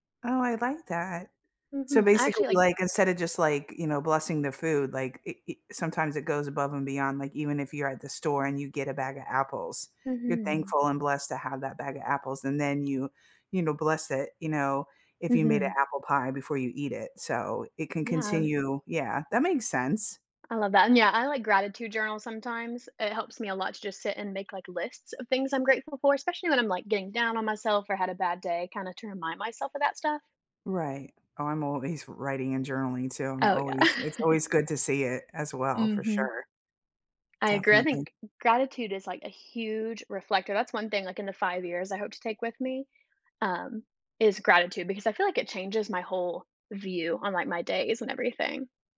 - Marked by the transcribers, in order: tapping; laughing while speaking: "always"; laughing while speaking: "yeah"; chuckle
- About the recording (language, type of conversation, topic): English, unstructured, How do you hope your personal values will shape your life in the next few years?
- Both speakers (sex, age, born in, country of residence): female, 20-24, United States, United States; female, 50-54, United States, United States